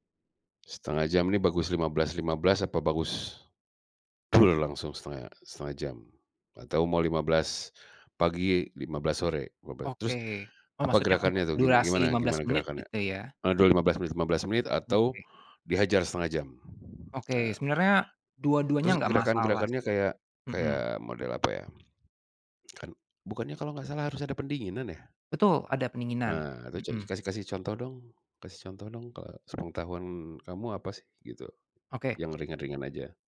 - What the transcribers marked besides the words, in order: unintelligible speech; tapping; tongue click
- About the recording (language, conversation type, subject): Indonesian, podcast, Apa rutinitas olahraga sederhana yang bisa dilakukan di rumah?